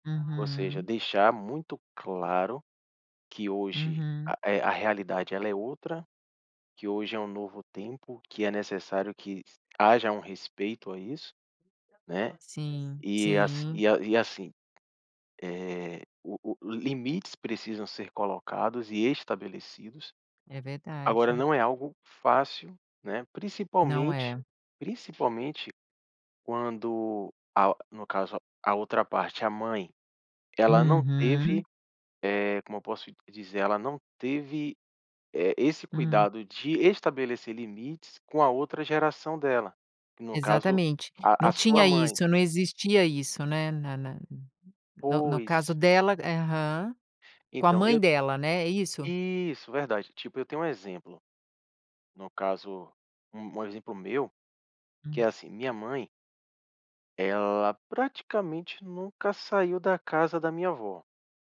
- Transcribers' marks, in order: none
- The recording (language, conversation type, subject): Portuguese, podcast, Como estabelecer limites sem afastar a família?